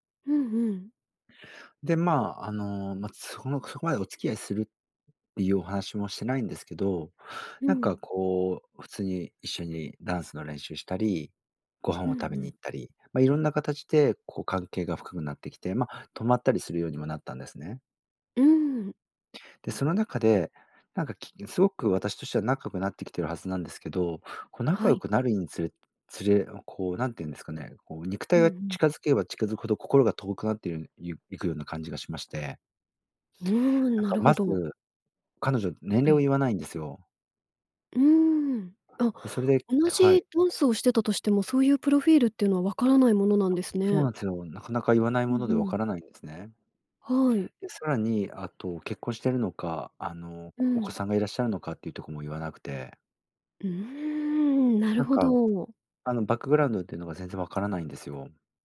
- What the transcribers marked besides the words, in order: none
- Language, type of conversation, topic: Japanese, advice, 冷めた関係をどう戻すか悩んでいる